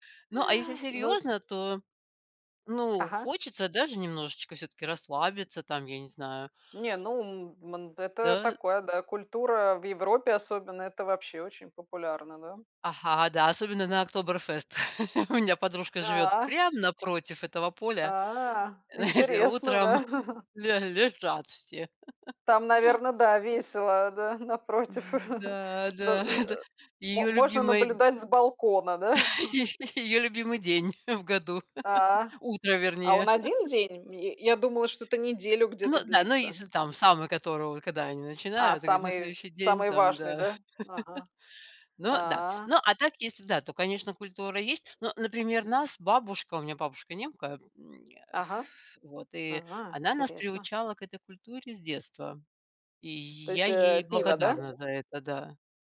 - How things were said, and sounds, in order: tapping; laugh; laugh; other background noise; laugh; chuckle; laughing while speaking: "Это"; laugh; chuckle; laughing while speaking: "е ее"; laugh; laugh; background speech
- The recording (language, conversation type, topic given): Russian, unstructured, Как вы относитесь к чрезмерному употреблению алкоголя на праздниках?